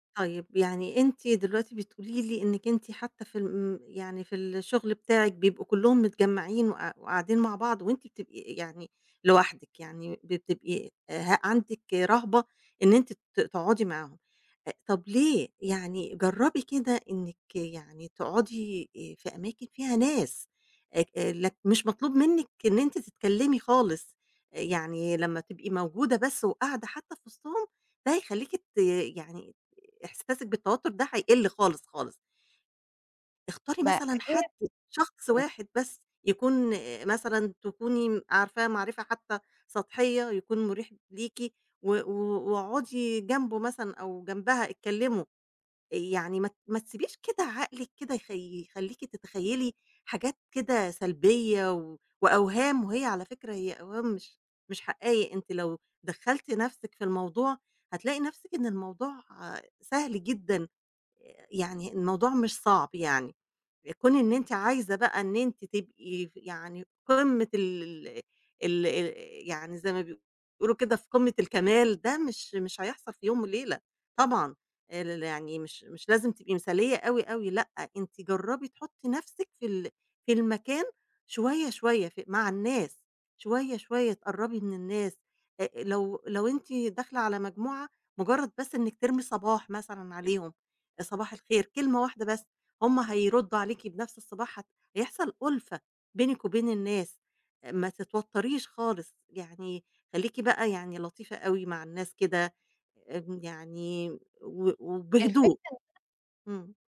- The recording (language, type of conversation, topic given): Arabic, advice, إزاي أقدر أتغلب على خوفي من إني أقرّب من الناس وافتَح كلام مع ناس ماعرفهمش؟
- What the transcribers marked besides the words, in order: other noise